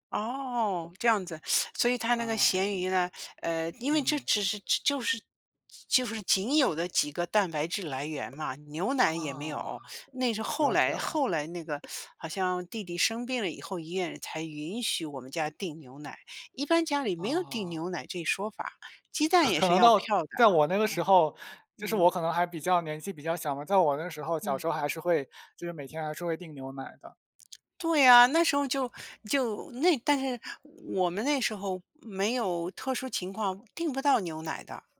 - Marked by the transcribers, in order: tapping; other background noise
- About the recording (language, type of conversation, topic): Chinese, unstructured, 你最喜欢的家常菜是什么？
- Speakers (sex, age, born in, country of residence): female, 60-64, China, United States; male, 20-24, China, Finland